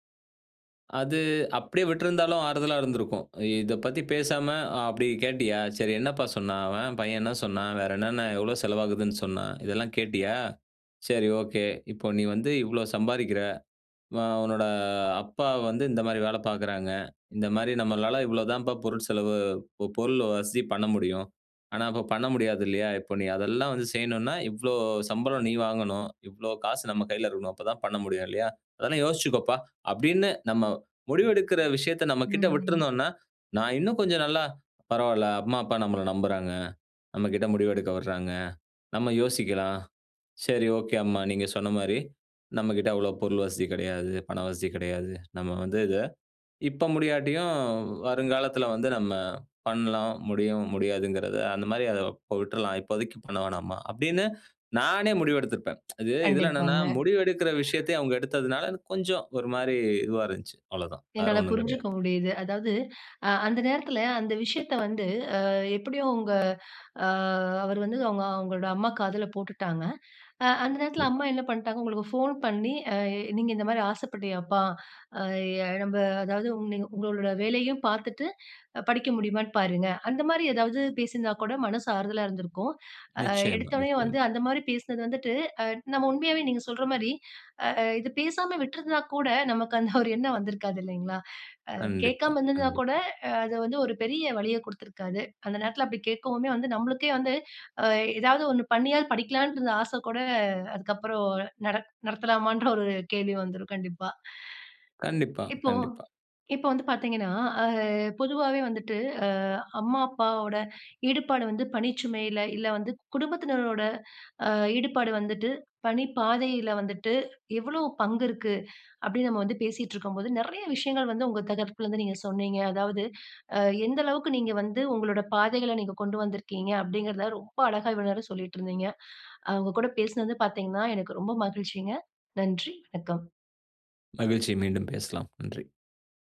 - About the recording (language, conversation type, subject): Tamil, podcast, முன்னோர்கள் அல்லது குடும்ப ஆலோசனை உங்கள் தொழில் பாதைத் தேர்வில் எவ்வளவு தாக்கத்தைச் செலுத்தியது?
- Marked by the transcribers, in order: in English: "ஒகே"; in English: "ஒகே"; tsk; other noise; chuckle